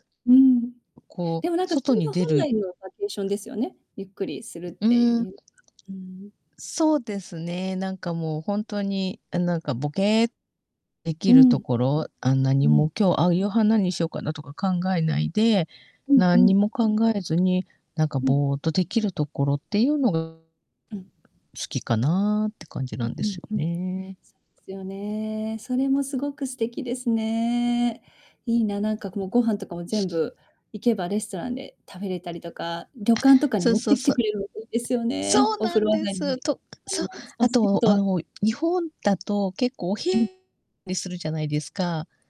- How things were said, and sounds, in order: distorted speech; static; joyful: "そうなんです"; unintelligible speech
- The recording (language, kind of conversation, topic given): Japanese, unstructured, 家族と旅行に行くなら、どこに行きたいですか？